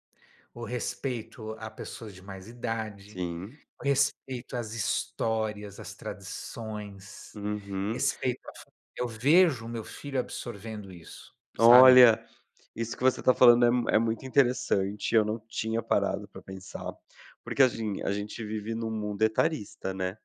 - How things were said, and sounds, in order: "assim" said as "agim"
- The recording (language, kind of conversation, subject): Portuguese, podcast, O que muda na convivência quando avós passam a viver com filhos e netos?